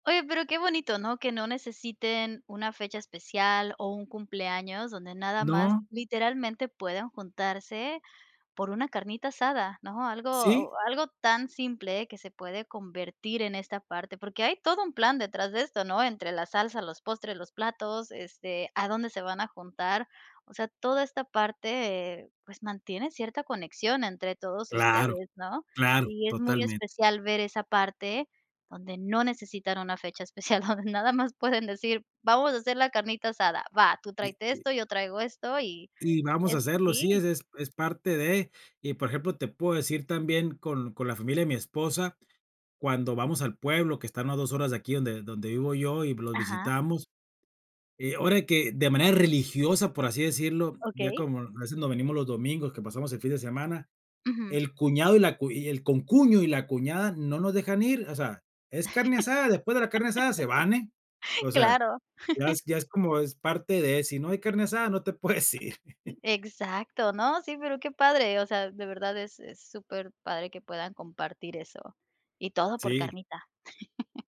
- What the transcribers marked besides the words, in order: giggle; laugh; chuckle; laughing while speaking: "ir"; tapping; chuckle
- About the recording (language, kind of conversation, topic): Spanish, podcast, ¿Qué comida te conecta con tus orígenes?